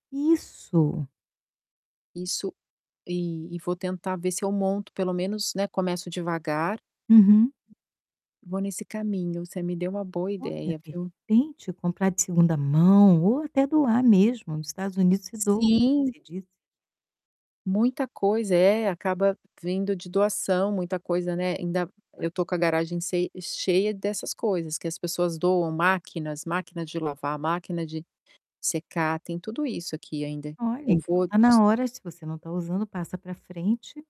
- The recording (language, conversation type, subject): Portuguese, advice, Como posso encontrar tempo para me exercitar conciliando trabalho e família?
- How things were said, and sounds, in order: distorted speech; static